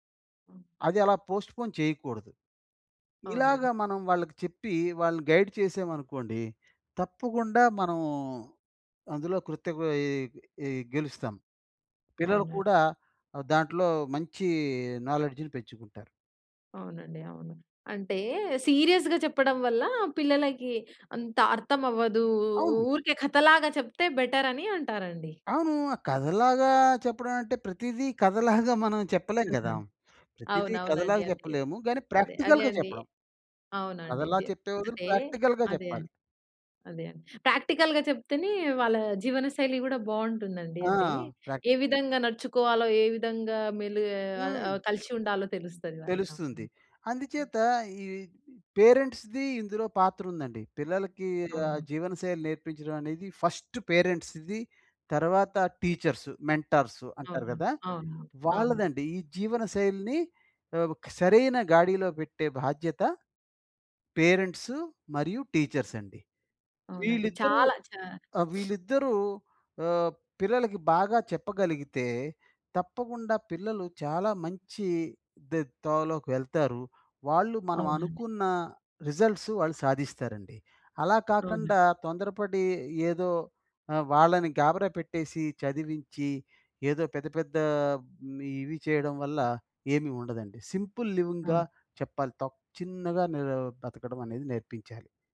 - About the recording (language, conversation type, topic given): Telugu, podcast, పిల్లలకు అర్థమయ్యేలా సరళ జీవనశైలి గురించి ఎలా వివరించాలి?
- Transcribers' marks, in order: other noise; in English: "పోస్ట్‌పోన్"; in English: "గైడ్"; in English: "సీరియస్‌గా"; chuckle; in English: "ప్రాక్టికల్‌గా"; in English: "ప్రాక్టికల్‌గా"; in English: "ప్రాక్టికల్‌గా"; in English: "పేరెంట్స్‌ది"; in English: "ఫస్ట్ పేరెంట్స్‌ది"; sniff; in English: "సింపుల్ లివింగ్గా"; tapping